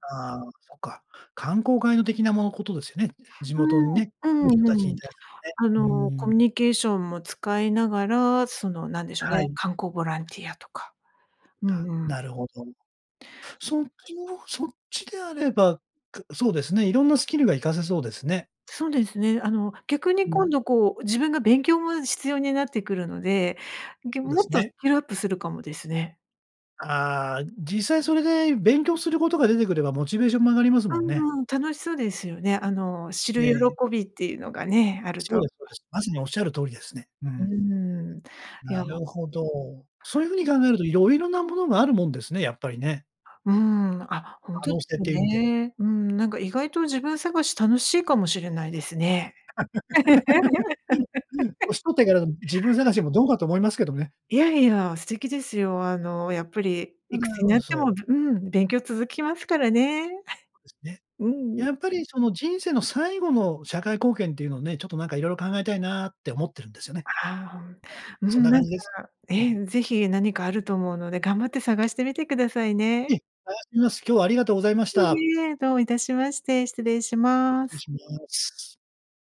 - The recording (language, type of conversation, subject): Japanese, advice, 社会貢献をしたいのですが、何から始めればよいのでしょうか？
- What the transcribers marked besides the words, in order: other noise; laugh; laugh; giggle